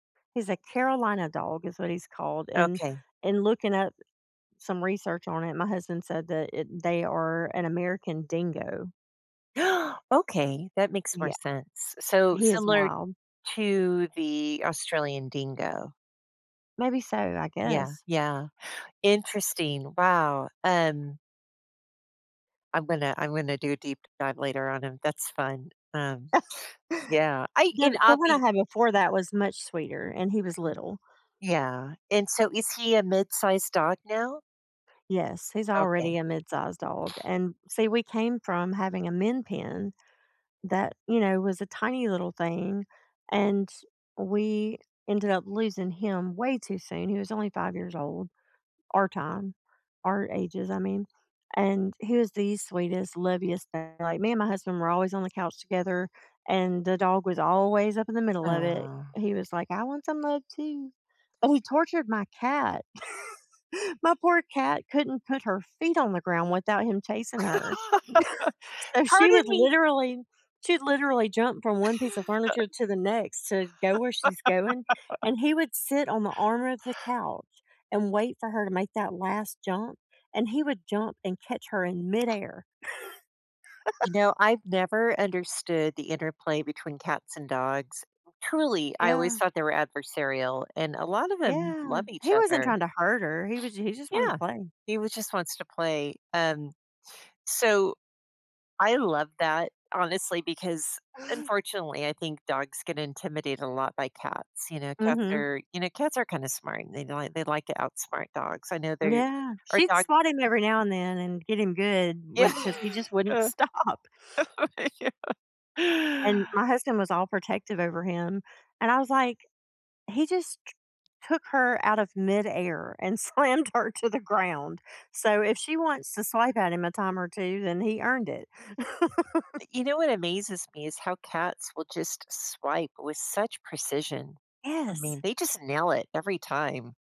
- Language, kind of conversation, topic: English, unstructured, What pet qualities should I look for to be a great companion?
- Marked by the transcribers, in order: gasp; laugh; other noise; tapping; other background noise; laugh; laugh; chuckle; laugh; laugh; chuckle; laughing while speaking: "Yeah. Yeah"; laughing while speaking: "stop"; laugh; laughing while speaking: "slammed her"; laugh